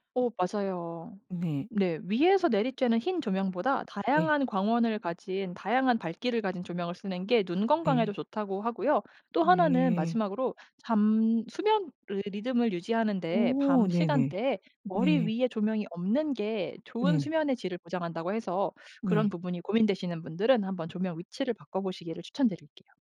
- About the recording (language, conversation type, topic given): Korean, podcast, 집안 조명을 고를 때 가장 중요하게 고려하시는 기준은 무엇인가요?
- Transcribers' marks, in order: teeth sucking